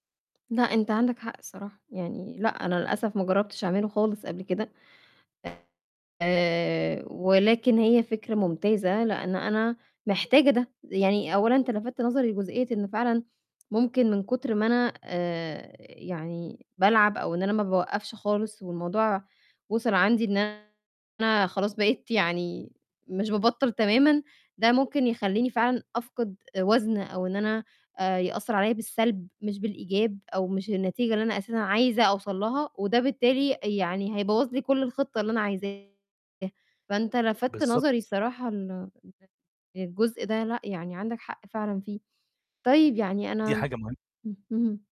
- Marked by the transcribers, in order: tapping; static; distorted speech; unintelligible speech
- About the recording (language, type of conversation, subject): Arabic, advice, إزاي أوازن بين تحسين أدائي الرياضي وأخد راحة كفاية في روتيني؟